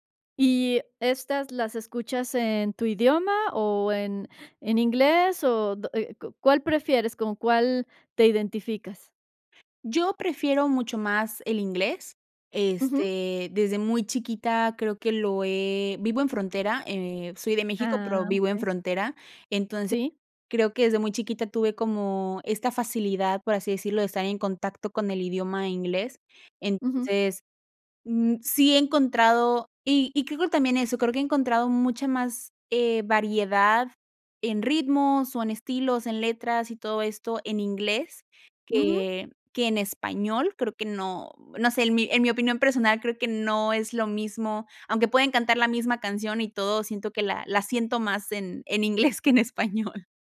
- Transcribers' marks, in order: other background noise; laughing while speaking: "inglés que en español"
- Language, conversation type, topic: Spanish, podcast, ¿Qué papel juega la música en tu vida para ayudarte a desconectarte del día a día?